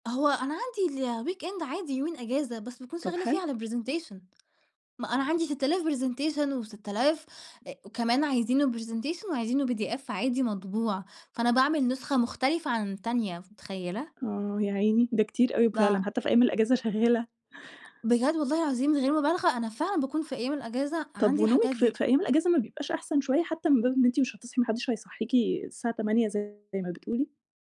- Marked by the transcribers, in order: in English: "الweekend"; in English: "presentation"; other noise; in English: "presentation"; tapping; in English: "presentation"
- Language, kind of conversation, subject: Arabic, podcast, بتعمل إيه لما ما تعرفش تنام؟